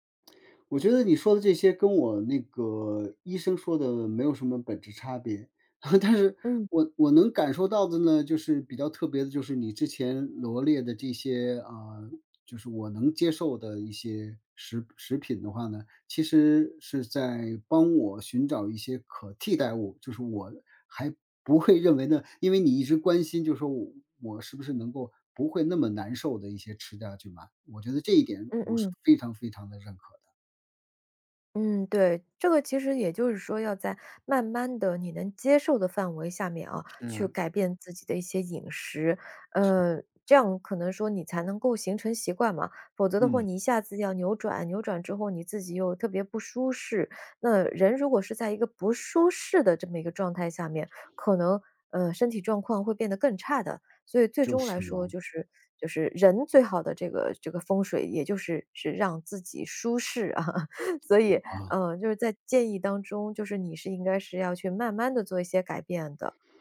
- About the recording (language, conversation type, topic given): Chinese, advice, 体检或健康诊断后，你需要改变哪些日常习惯？
- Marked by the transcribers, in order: chuckle; laughing while speaking: "但是"; "否则的话" said as "否则的货"; other background noise; chuckle